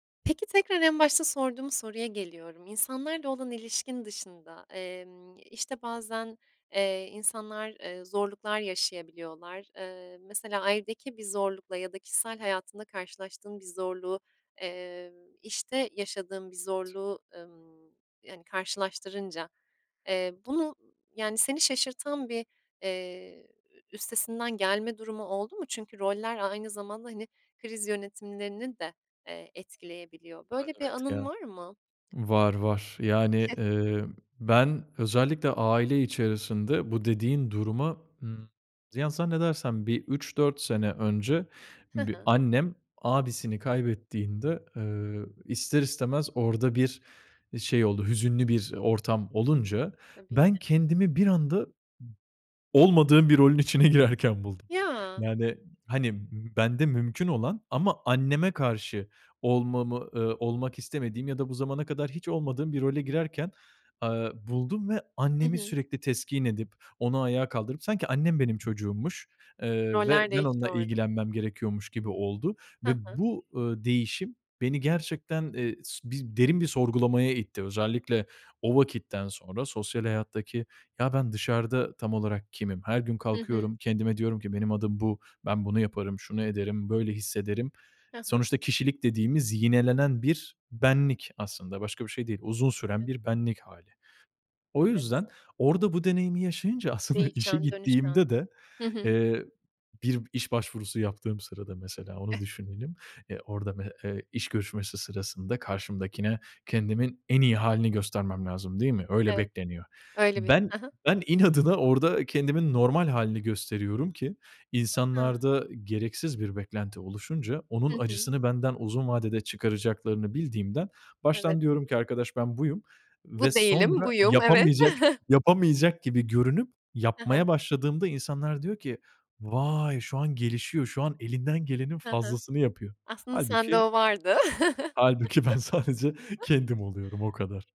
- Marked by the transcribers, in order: other background noise; other noise; tapping; unintelligible speech; laughing while speaking: "girerken buldum"; laughing while speaking: "aslında"; unintelligible speech; chuckle; drawn out: "vay"; laughing while speaking: "sadece kendim oluyorum o kadar"; chuckle
- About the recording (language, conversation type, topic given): Turkish, podcast, İş hayatındaki rolünle evdeki hâlin birbiriyle çelişiyor mu; çelişiyorsa hangi durumlarda ve nasıl?